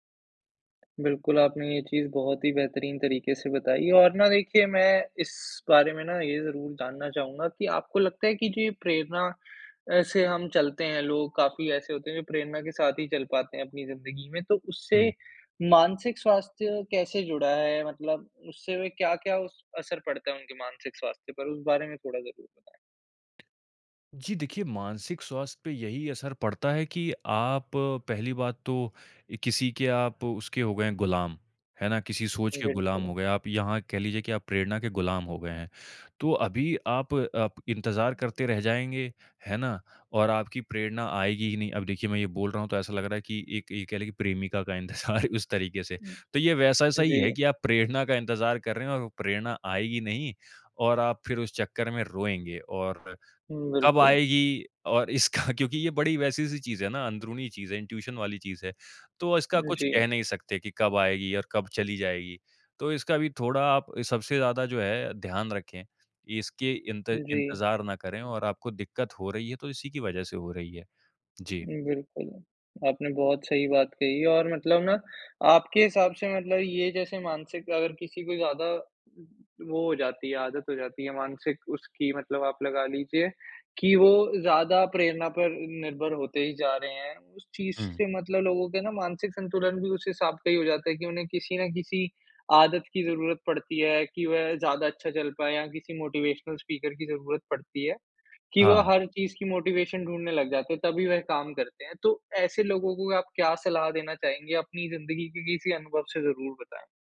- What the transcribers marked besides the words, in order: tapping; laughing while speaking: "इंतजार"; other noise; laughing while speaking: "इसका"; in English: "इंट्यूशन"; in English: "मोटिवेशनल स्पीकर"; in English: "मोटिवेशन"
- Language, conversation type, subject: Hindi, podcast, जब प्रेरणा गायब हो जाती है, आप क्या करते हैं?